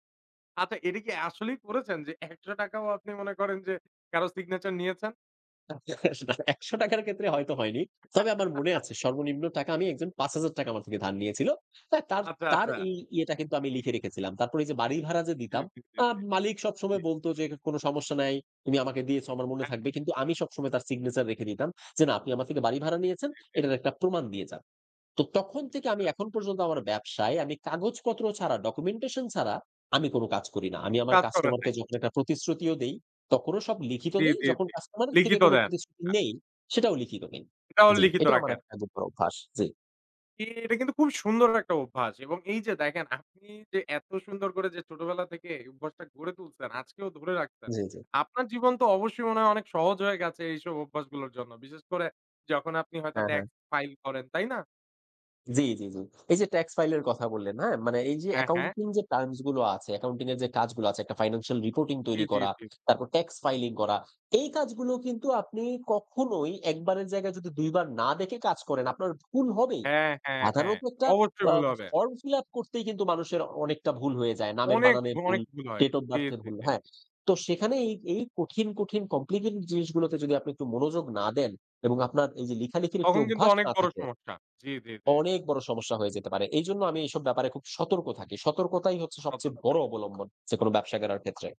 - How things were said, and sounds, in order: laughing while speaking: "একশো টাকা আপনি মনে করেন যে, কারো সিগনেচার নিয়েছেন?"; chuckle; laughing while speaking: "না একশো টাকা ক্ষেত্রে হয়তো হয়নি"; chuckle; unintelligible speech; in English: "কমপ্লিকেটেড"
- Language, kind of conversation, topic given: Bengali, podcast, প্রতিদিনের ছোট ছোট অভ্যাস কি তোমার ভবিষ্যৎ বদলে দিতে পারে বলে তুমি মনে করো?